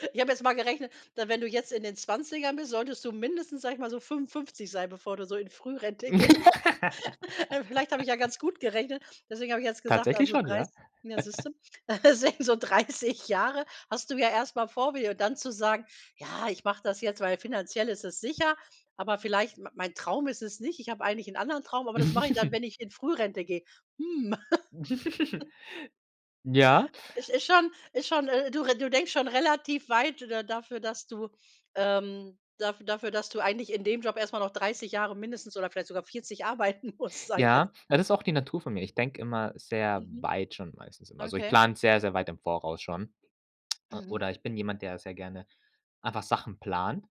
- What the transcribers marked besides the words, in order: laugh; laughing while speaking: "Frührente gehst"; other background noise; laugh; chuckle; laughing while speaking: "sä so dreißig Jahre"; chuckle; chuckle; laughing while speaking: "arbeiten musst"
- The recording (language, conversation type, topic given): German, podcast, Was treibt dich beruflich wirklich an?